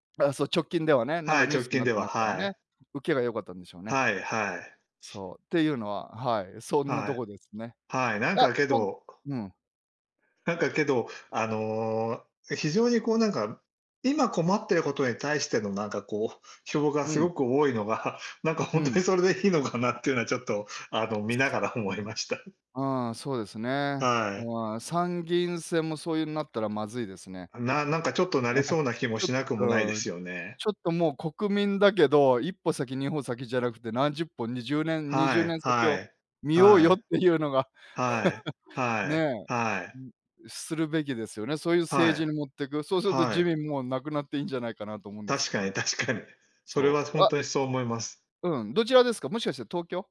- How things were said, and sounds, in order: laughing while speaking: "多いのが、なんかほんと … ら思いました"; other noise; chuckle; chuckle; laughing while speaking: "見ようよっていうのが"; laugh; laughing while speaking: "確かに"; tapping
- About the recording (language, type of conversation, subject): Japanese, unstructured, 最近のニュースでいちばん驚いたことは何ですか？